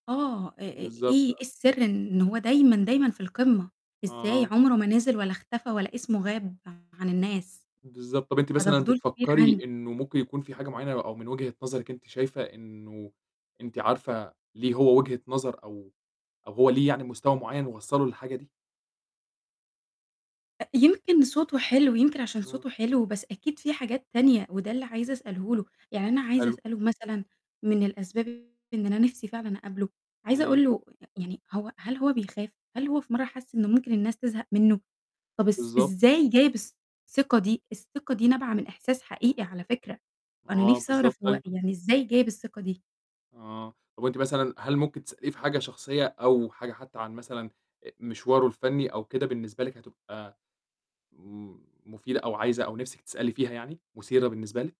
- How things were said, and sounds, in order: distorted speech; tapping
- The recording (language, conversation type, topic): Arabic, podcast, مين الفنان اللي بتحلم تعزمه على العشا؟